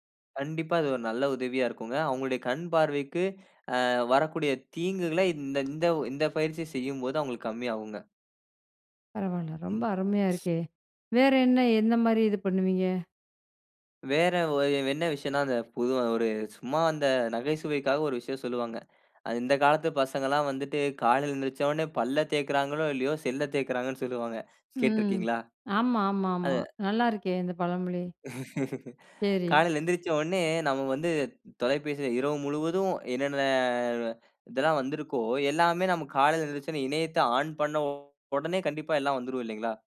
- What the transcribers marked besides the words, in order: throat clearing; other background noise; laugh
- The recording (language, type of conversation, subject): Tamil, podcast, திரை நேரத்தை எப்படிக் குறைக்கலாம்?